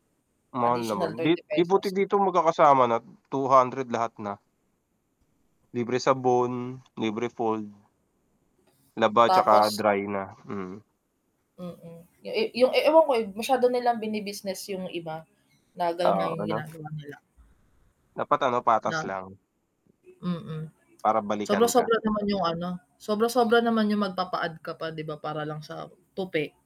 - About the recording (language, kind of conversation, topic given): Filipino, unstructured, Saan mo nakikita ang sarili mo sa loob ng limang taon pagdating sa personal na pag-unlad?
- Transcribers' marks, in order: static; other background noise; tapping; bird; background speech